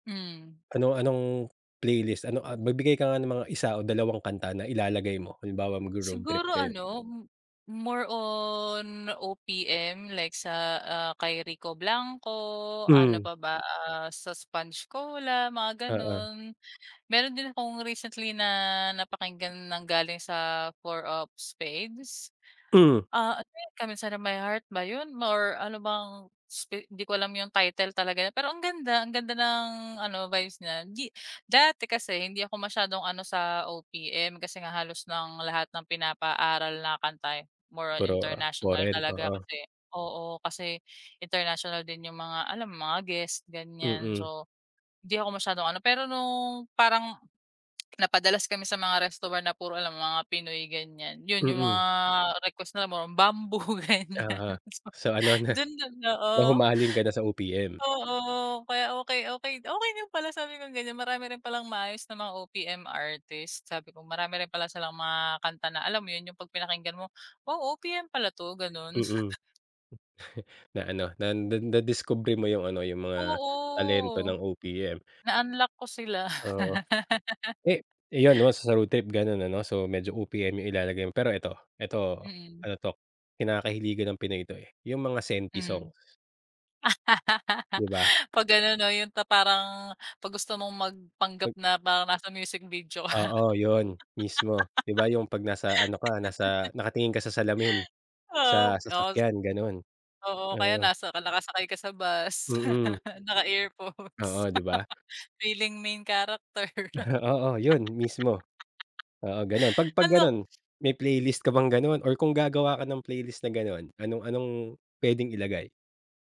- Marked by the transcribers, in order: laughing while speaking: "ganiyan"; chuckle; laugh; laugh; laugh; laugh; laugh; laugh; laugh
- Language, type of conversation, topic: Filipino, podcast, Paano mo binubuo ang perpektong talaan ng mga kanta na babagay sa iyong damdamin?